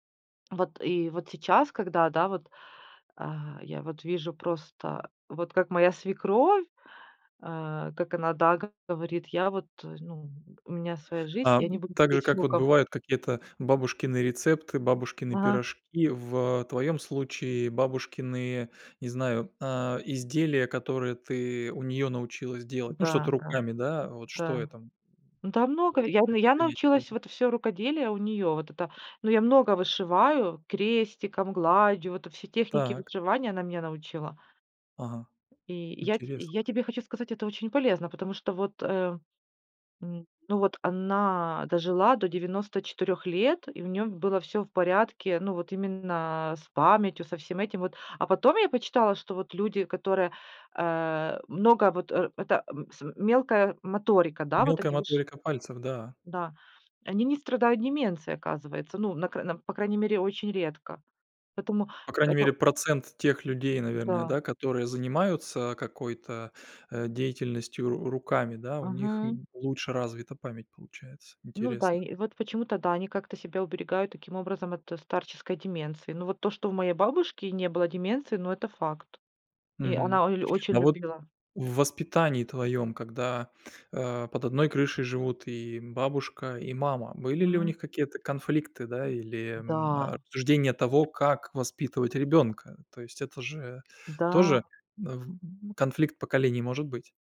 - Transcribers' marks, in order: other background noise
- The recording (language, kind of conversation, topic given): Russian, podcast, Какую роль играют бабушки и дедушки в вашей семье?